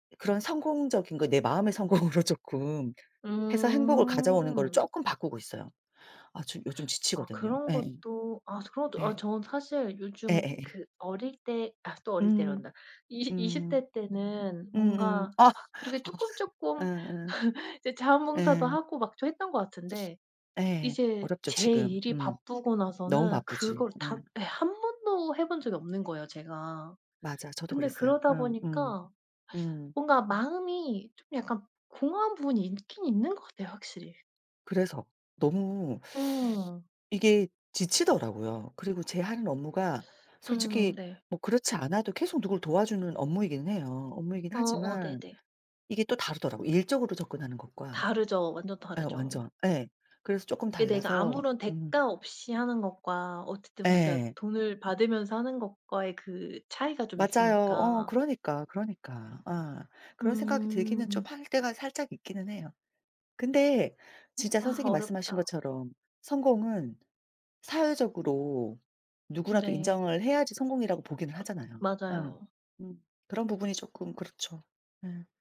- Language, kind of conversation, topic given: Korean, unstructured, 성공과 행복 중 어느 것이 더 중요하다고 생각하시나요?
- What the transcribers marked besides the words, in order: other background noise; laughing while speaking: "성공으로"; background speech; other noise; laugh; tapping